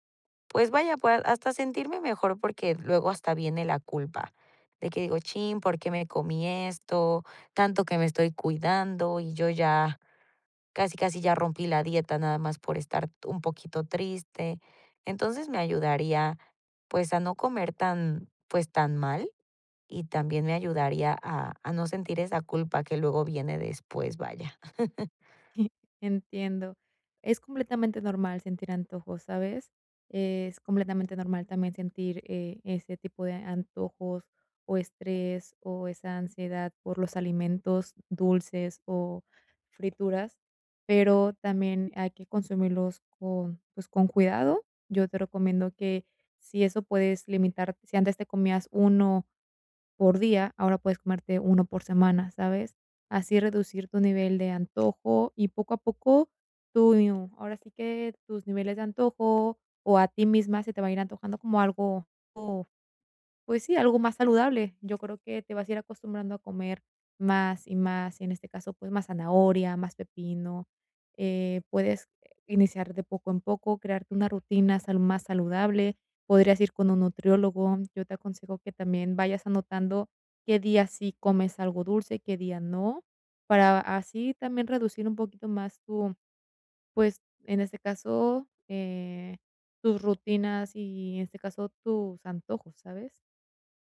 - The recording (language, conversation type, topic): Spanish, advice, ¿Cómo puedo controlar los antojos y gestionar mis emociones sin sentirme mal?
- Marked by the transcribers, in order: chuckle; giggle; tapping